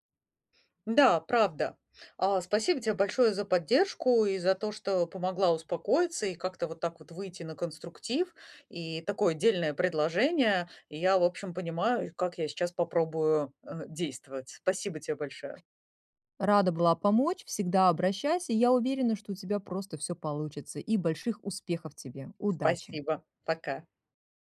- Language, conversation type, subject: Russian, advice, Как мне получить больше признания за свои достижения на работе?
- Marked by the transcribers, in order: other background noise